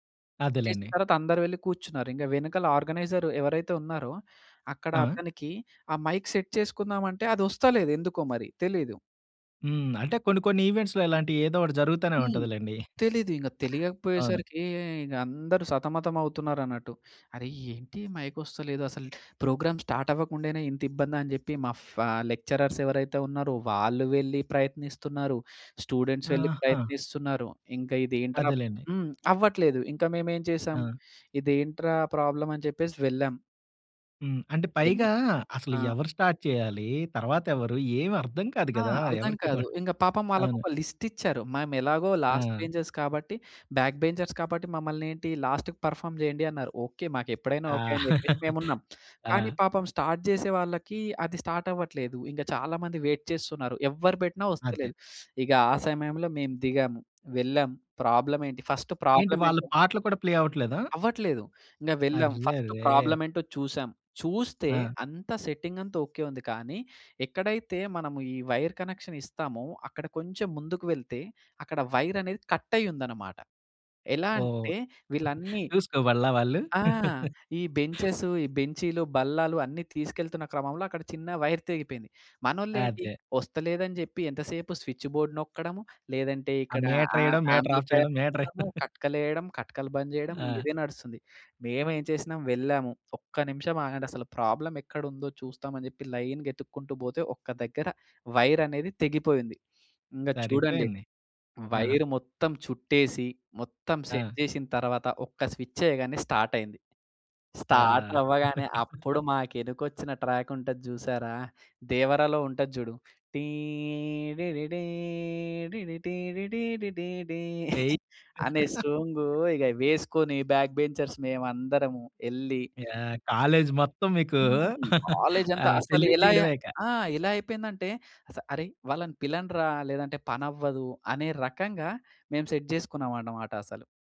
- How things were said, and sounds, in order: in English: "మైక్ సెట్"; in English: "ఈవెంట్స్‌లో"; tapping; in English: "మైక్"; in English: "ప్రోగ్రామ్ స్టార్ట్"; in English: "లెక్చరర్స్"; in English: "స్టూడెంట్స్"; in English: "ప్రాబ్లమ్"; unintelligible speech; in English: "స్టార్ట్"; in English: "లిస్ట్"; in English: "లాస్ట్ బెంచర్స్"; in English: "బ్యాక్ బెంచర్స్"; in English: "లాస్ట్‌కి పర్ఫార్మ్"; giggle; in English: "స్టార్ట్"; in English: "స్టార్ట్"; in English: "వెయిట్"; other noise; in English: "ప్రాబ్లమ్"; in English: "ఫస్ట్ ప్రాబ్లమ్"; in English: "ప్లే"; in English: "ఫస్ట్ ప్రాబ్లమ్"; in English: "సెట్టింగ్"; in English: "వైర్ కనెక్షన్"; in English: "వైర్"; in English: "కట్"; giggle; in English: "వైర్"; in English: "స్విచ్‌బోర్డ్"; in English: "మీటర్"; in English: "మీటర్ ఆఫ్"; in English: "మీటర్"; in English: "యాంప్లిఫైయర్"; chuckle; in English: "ప్రాబ్లమ్"; in English: "లైన్‌గా"; in English: "వైర్"; in English: "వైర్"; other background noise; in English: "సెట్"; giggle; in English: "స్విచ్"; in English: "స్టార్ట్"; in English: "స్టార్ట్"; in English: "ట్రాక్"; chuckle; laugh; in English: "సాంగ్"; in English: "బాక్ బెంచర్స్"; in English: "కాలేజ్"; giggle; in English: "కాలేజ్"; in English: "సెల్యూట్"; in English: "సెట్"
- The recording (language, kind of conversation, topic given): Telugu, podcast, నీ జీవితానికి నేపథ్య సంగీతం ఉంటే అది ఎలా ఉండేది?